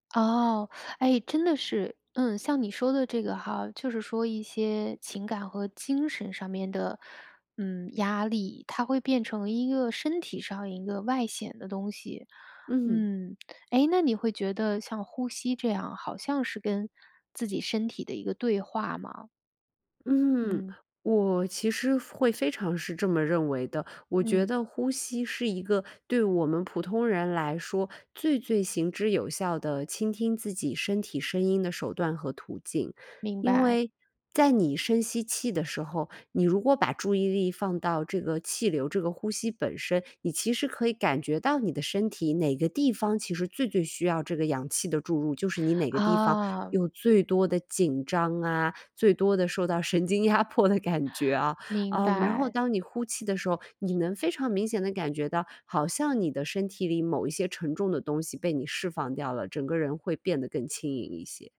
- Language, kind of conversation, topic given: Chinese, podcast, 简单说说正念呼吸练习怎么做？
- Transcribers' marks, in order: laughing while speaking: "神经压迫的感觉啊"